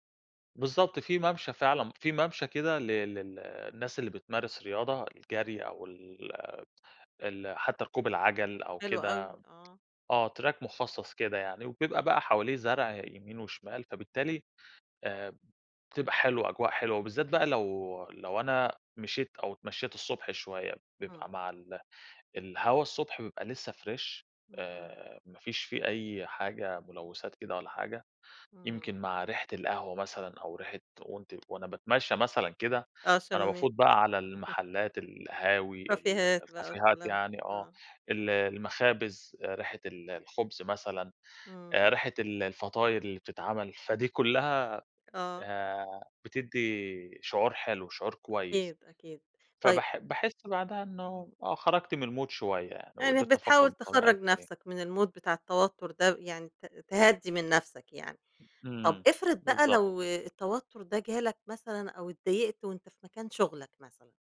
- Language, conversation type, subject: Arabic, podcast, إيه العادات اللي بتعملها عشان تقلّل التوتر؟
- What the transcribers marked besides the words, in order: tsk; tapping; in English: "Track"; in English: "Fresh"; chuckle; in English: "كافيهات"; in English: "الكافيهات"; in English: "الMood"; unintelligible speech; in English: "الMood"; other background noise